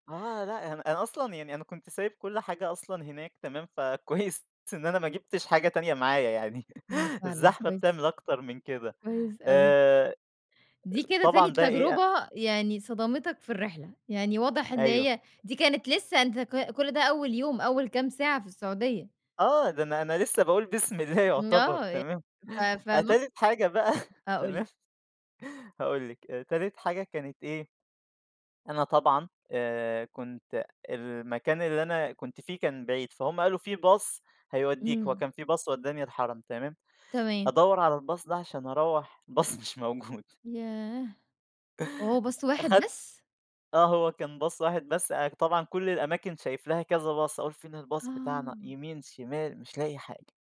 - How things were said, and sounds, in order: laughing while speaking: "فَكويس"; chuckle; other noise; tapping; laughing while speaking: "بسم الله يعتبر تمام، أ تالت حاجة بقى تمام"; unintelligible speech; chuckle; in English: "باص"; in English: "باص"; in English: "الباص"; laughing while speaking: "الباص مش موجود"; in English: "الباص"; in English: "باص"; in English: "باص"; in English: "باص"; in English: "الباص"
- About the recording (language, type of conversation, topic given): Arabic, podcast, احكيلي عن أول رحلة سافرت فيها لوحدك، كانت إمتى وروحت فين؟